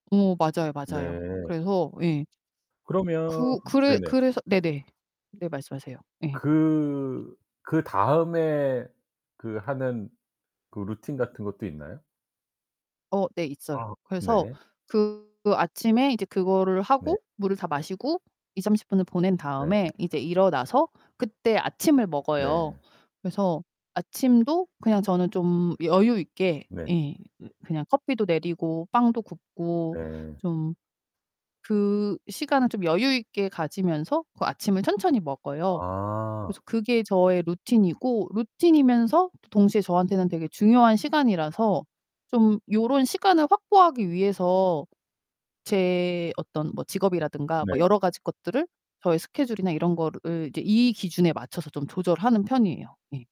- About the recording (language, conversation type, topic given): Korean, podcast, 아침에 보통 가장 먼저 무엇을 하시나요?
- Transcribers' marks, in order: tapping; other background noise; distorted speech